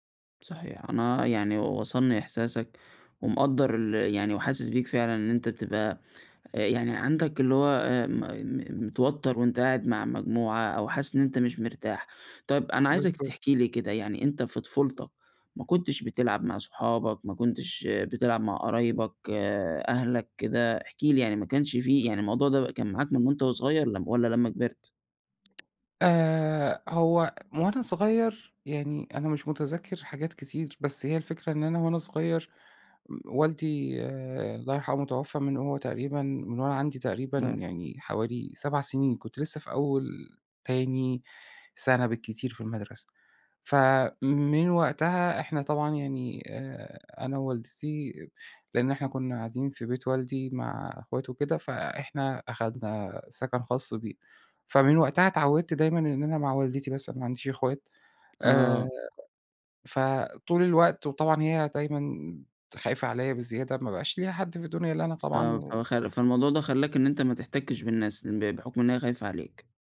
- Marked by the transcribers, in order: none
- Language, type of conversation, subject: Arabic, advice, إزاي أقدر أوصف قلقي الاجتماعي وخوفي من التفاعل وسط مجموعات؟